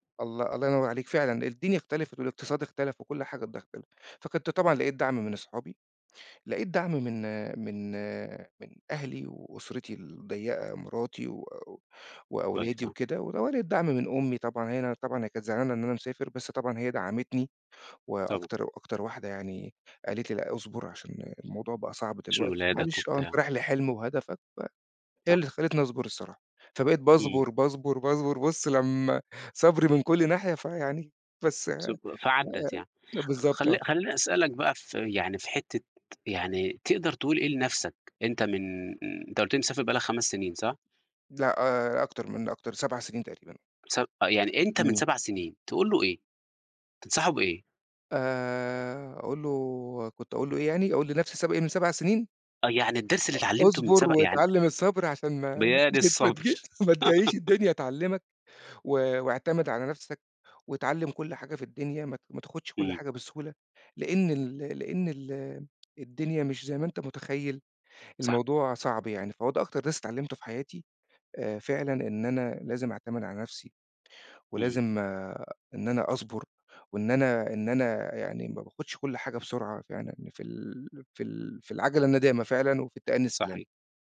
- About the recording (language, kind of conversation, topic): Arabic, podcast, إيه أهم درس اتعلمته في حياتك؟
- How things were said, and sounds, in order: tapping; giggle